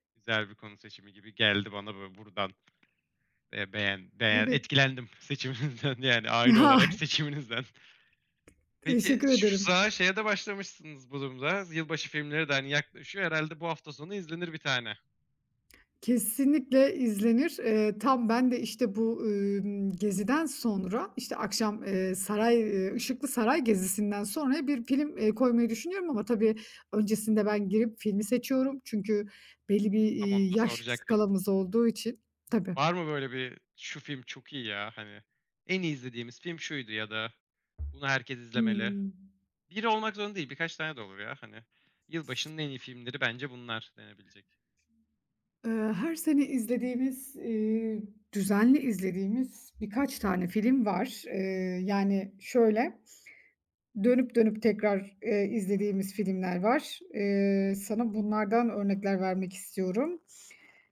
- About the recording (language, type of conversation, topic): Turkish, podcast, Hafta sonu aile rutinleriniz genelde nasıl şekillenir?
- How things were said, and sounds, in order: tapping; laughing while speaking: "seçiminizden"; laughing while speaking: "seçiminizden"; chuckle; other background noise; stressed: "Yılbaşının en iyi filmleri bence bunlar"